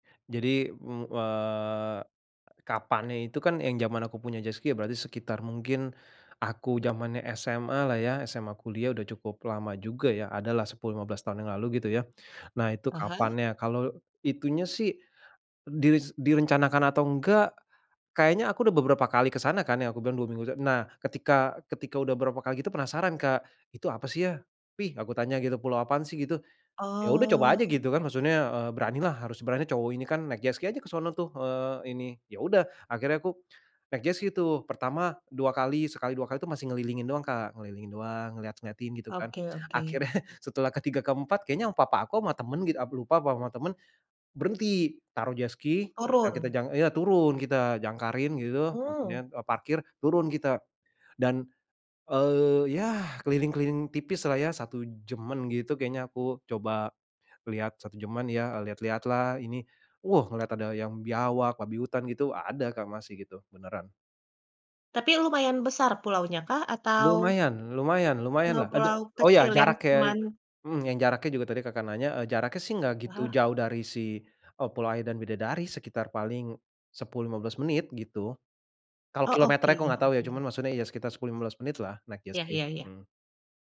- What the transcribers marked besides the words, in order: chuckle
- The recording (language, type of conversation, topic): Indonesian, podcast, Pernah nggak kamu nemu tempat tersembunyi yang nggak banyak orang tahu?